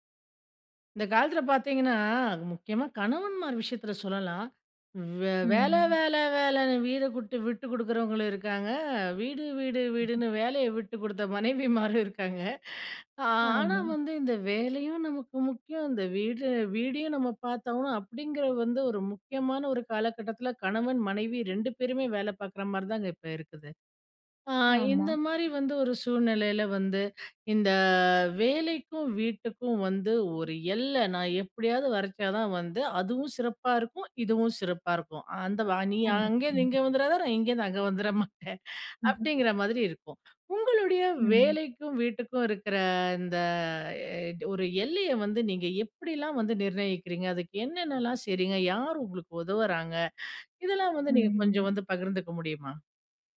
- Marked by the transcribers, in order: drawn out: "பாத்தீங்கன்னா"; tapping; other noise; laughing while speaking: "மனைவிமாரும் இருக்காங்க"; drawn out: "இந்த"; unintelligible speech; laughing while speaking: "வந்துர மாட்டேன்"; chuckle; drawn out: "இந்த"; drawn out: "ம்"
- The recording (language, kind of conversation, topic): Tamil, podcast, வேலைக்கும் வீட்டுக்கும் இடையிலான எல்லையை நீங்கள் எப்படிப் பராமரிக்கிறீர்கள்?